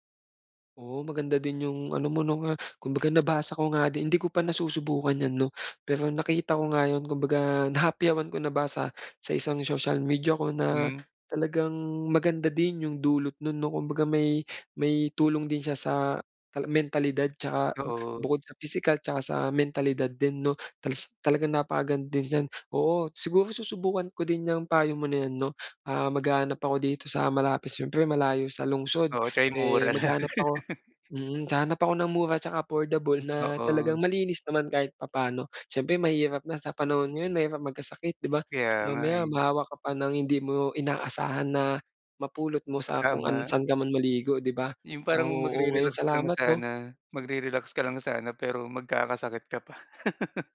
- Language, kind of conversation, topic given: Filipino, advice, Paano ko muling mahahanap at mapapanatili ang motibasyon na magpatuloy sa pinagsisikapan ko?
- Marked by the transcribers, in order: laughing while speaking: "lang"; laugh; chuckle